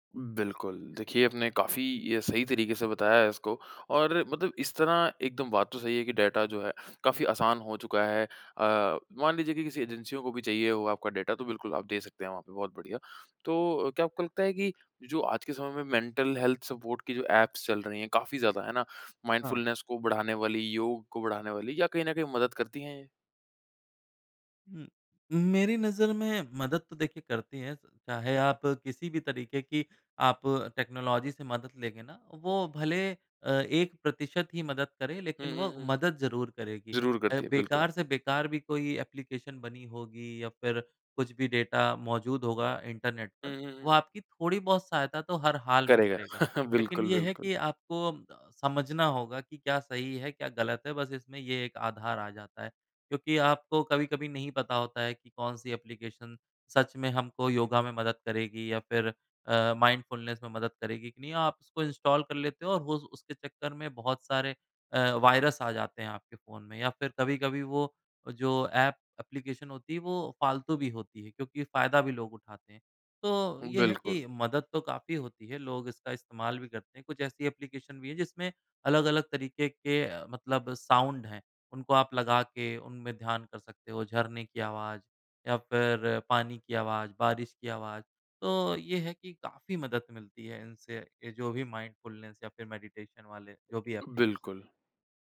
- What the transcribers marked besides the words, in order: other background noise; in English: "मेंटल हेल्थ सपोर्ट"; in English: "एप्स"; in English: "माइंडफुलनेस"; in English: "टेक्नोलॉज़ी"; tapping; chuckle; in English: "माइंडफुलनेस"; in English: "इंस्टॉल"; in English: "साउंड"; in English: "माइंडफुलनेस"; in English: "मेडिटेशन"
- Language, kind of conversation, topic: Hindi, podcast, स्वास्थ्य की देखभाल में तकनीक का अगला बड़ा बदलाव क्या होगा?